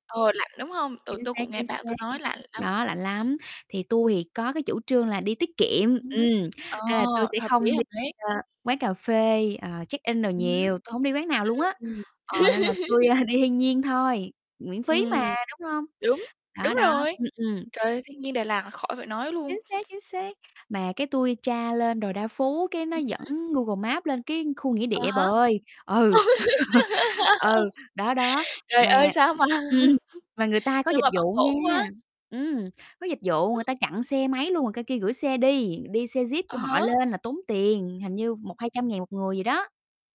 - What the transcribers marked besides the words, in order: distorted speech; tapping; in English: "check in"; laugh; laughing while speaking: "a"; other background noise; laugh
- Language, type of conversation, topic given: Vietnamese, unstructured, Hành trình du lịch nào khiến bạn nhớ mãi không quên?